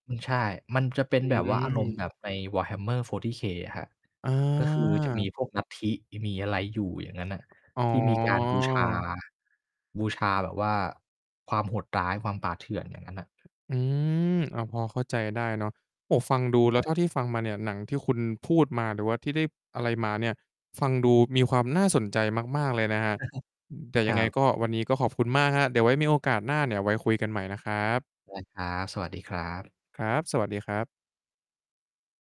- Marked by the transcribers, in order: distorted speech; other background noise; tapping; chuckle
- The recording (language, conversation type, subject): Thai, podcast, ซีรีส์เรื่องไหนที่คุณเคยติดงอมแงมที่สุด?